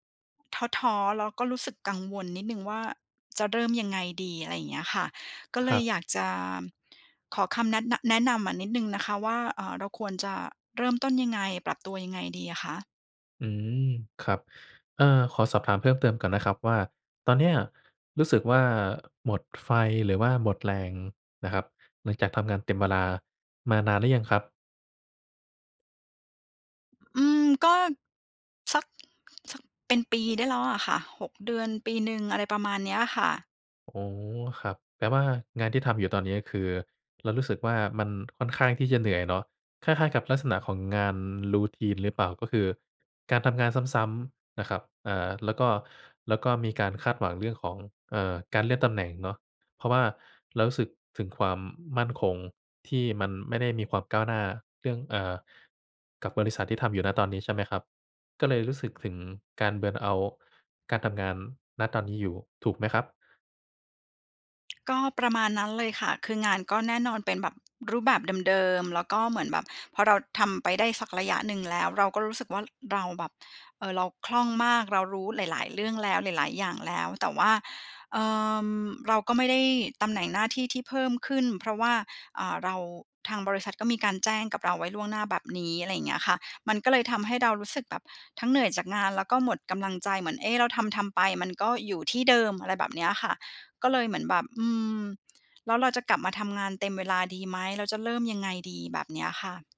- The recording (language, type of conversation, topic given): Thai, advice, หลังจากภาวะหมดไฟ ฉันรู้สึกหมดแรงและกลัวว่าจะกลับไปทำงานเต็มเวลาไม่ได้ ควรทำอย่างไร?
- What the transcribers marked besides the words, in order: other noise; in English: "routine"; in English: "เบิร์นเอาต์"; other background noise